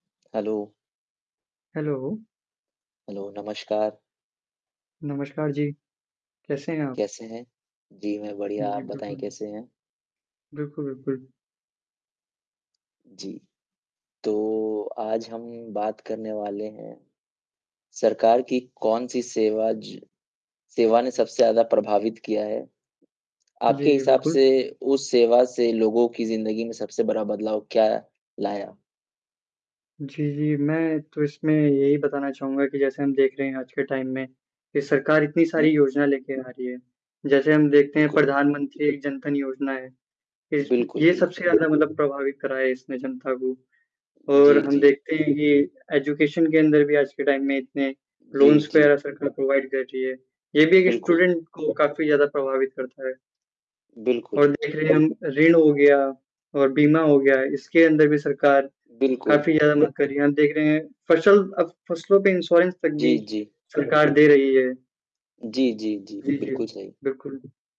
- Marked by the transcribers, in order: in English: "हेलो!"; in English: "हेलो!"; in English: "हेलो"; distorted speech; in English: "टाइम"; other background noise; static; in English: "एजुकेशन"; in English: "टाइम"; in English: "लोन्स"; in English: "प्रोवाइड"; in English: "स्टूडेंट"; bird
- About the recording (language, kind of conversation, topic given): Hindi, unstructured, सरकार की कौन-सी सेवा ने आपको सबसे अधिक प्रभावित किया है?